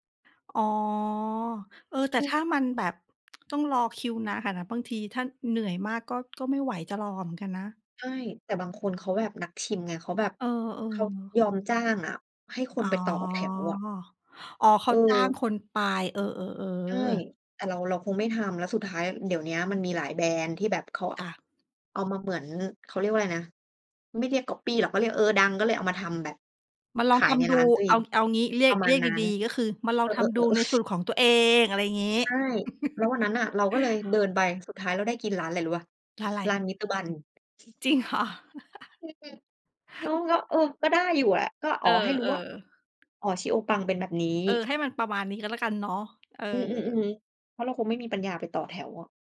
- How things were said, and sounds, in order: tsk; chuckle; other noise; unintelligible speech; laughing while speaking: "เหรอ"; chuckle; other background noise
- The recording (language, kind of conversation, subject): Thai, unstructured, อะไรที่ทำให้คุณรู้สึกมีความสุขได้ง่ายที่สุดในวันธรรมดา?